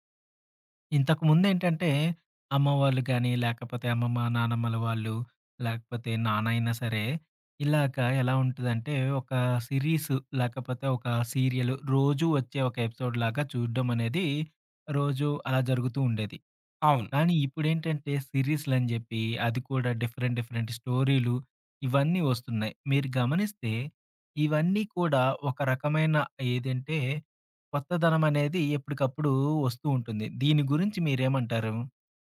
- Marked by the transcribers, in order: in English: "ఎపిసోడ్‌లాగా"; in English: "డిఫరెంట్ డిఫరెంట్"
- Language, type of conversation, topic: Telugu, podcast, సిరీస్‌లను వరుసగా ఎక్కువ ఎపిసోడ్‌లు చూడడం వల్ల కథనాలు ఎలా మారుతున్నాయని మీరు భావిస్తున్నారు?